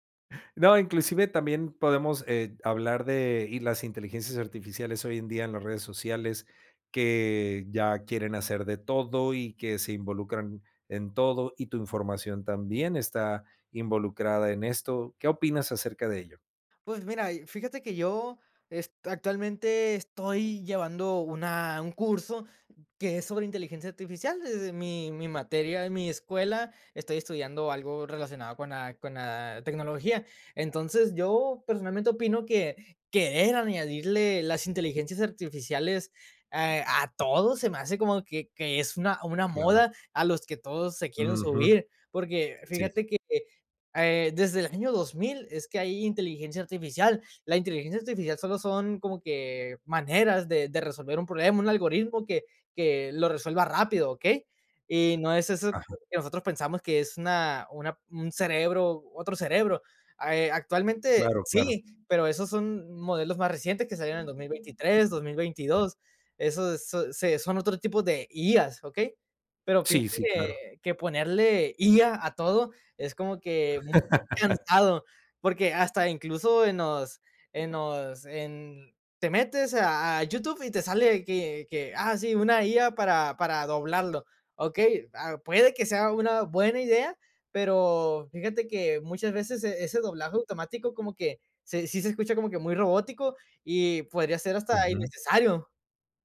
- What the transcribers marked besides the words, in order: other background noise; tapping; laugh; unintelligible speech
- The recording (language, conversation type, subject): Spanish, podcast, ¿En qué momentos te desconectas de las redes sociales y por qué?